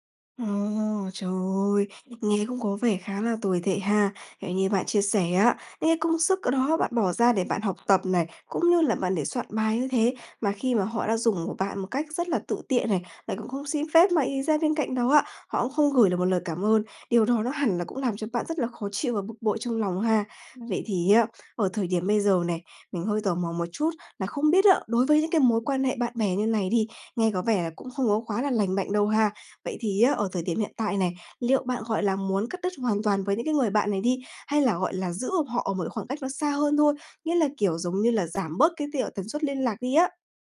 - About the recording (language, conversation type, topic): Vietnamese, advice, Làm sao để chấm dứt một tình bạn độc hại mà không sợ bị cô lập?
- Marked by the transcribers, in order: other background noise; tapping